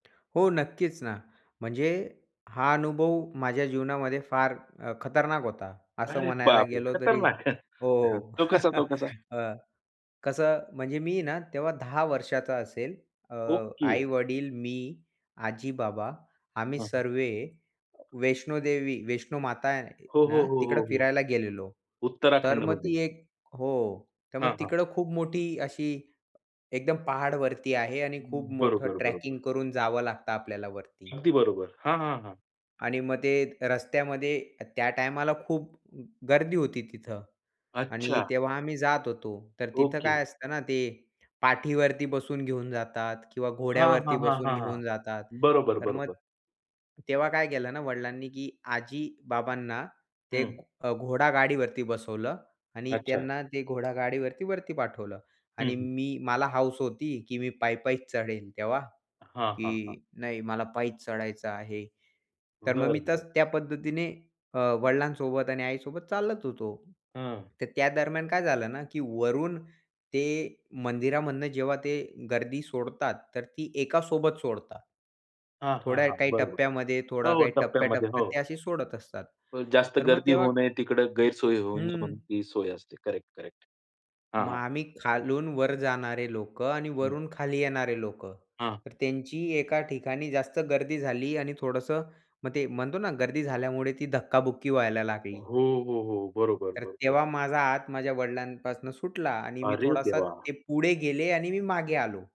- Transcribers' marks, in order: tapping; chuckle; anticipating: "तो कसा तो कसा?"; chuckle; "सर्व" said as "सर्वे"; other noise; surprised: "अरे देवा!"
- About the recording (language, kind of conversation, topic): Marathi, podcast, प्रवासादरम्यान हरवून गेल्याचा अनुभव काय होता?